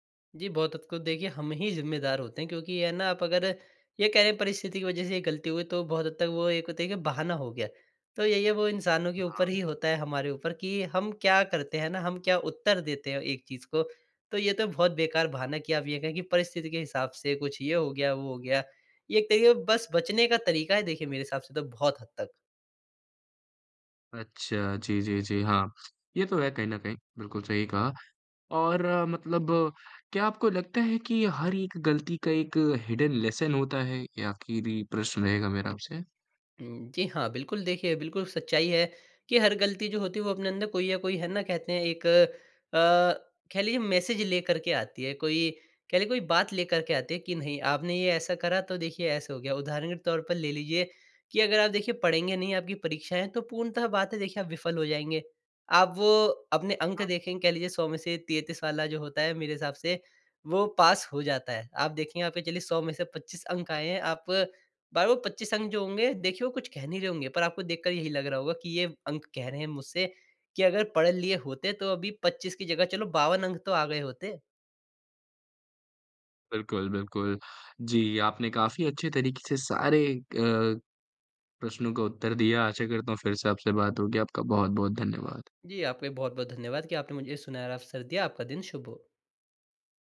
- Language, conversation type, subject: Hindi, podcast, गलतियों से आपने क्या सीखा, कोई उदाहरण बताएँ?
- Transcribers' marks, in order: tapping; in English: "हिडन लेसन"